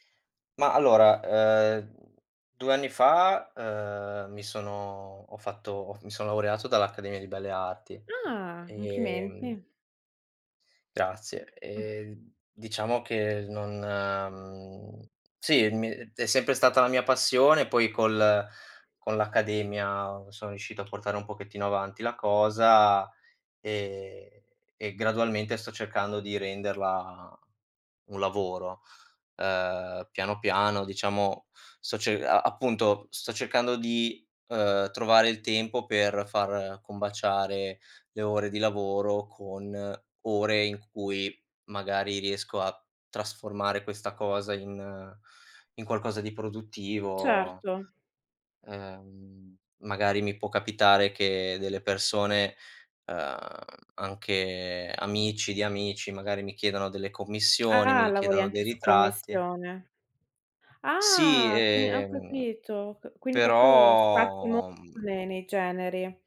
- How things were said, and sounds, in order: chuckle; other background noise; "molto" said as "mo"
- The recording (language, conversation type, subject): Italian, podcast, Come organizzi il tuo tempo per dedicarti ai tuoi progetti personali?